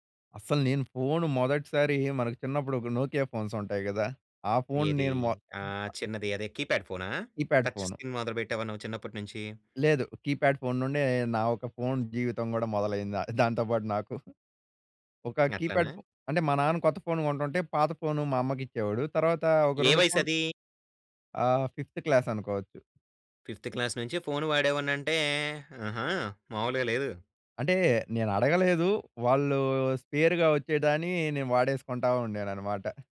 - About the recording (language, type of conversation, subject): Telugu, podcast, మీ ఫోన్ వల్ల మీ సంబంధాలు ఎలా మారాయి?
- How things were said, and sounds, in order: in English: "కీప్యాడ్"; other background noise; in English: "కీప్యాడ్"; in English: "కీప్యాడ్"; laughing while speaking: "దాంతో పాటు నాకు"; in English: "కీప్యాడ్"; in English: "ఫిఫ్త్"; in English: "ఫిఫ్త్ క్లాస్"; drawn out: "వాళ్ళు"; other noise